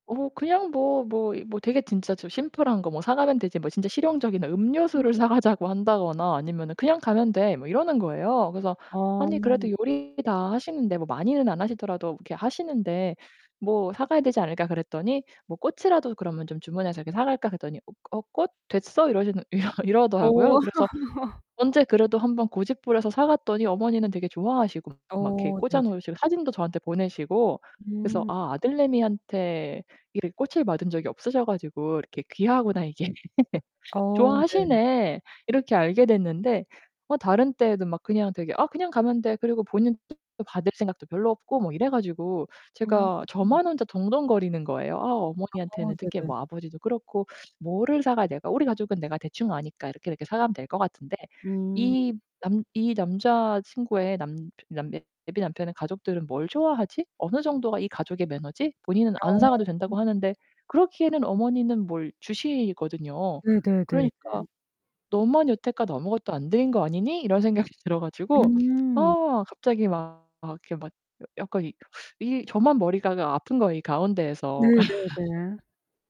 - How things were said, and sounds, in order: distorted speech; other background noise; laugh; laugh; laugh
- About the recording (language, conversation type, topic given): Korean, advice, 명절에 가족 역할을 강요받는 것이 왜 부담스럽게 느껴지시나요?